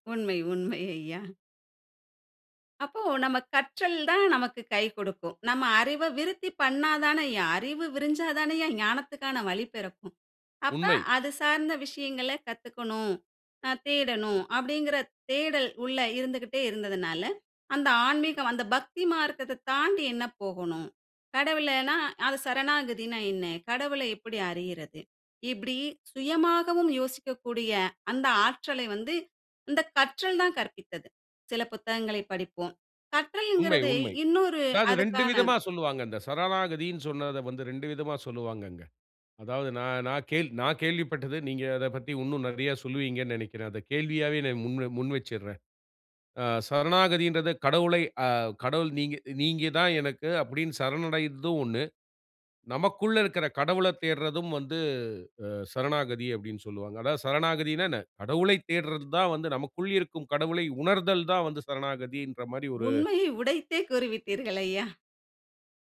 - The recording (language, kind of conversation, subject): Tamil, podcast, ஒரு சாதாரண நாளில் நீங்கள் சிறிய கற்றல் பழக்கத்தை எப்படித் தொடர்கிறீர்கள்?
- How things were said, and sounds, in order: "இன்னும்" said as "உன்னும்"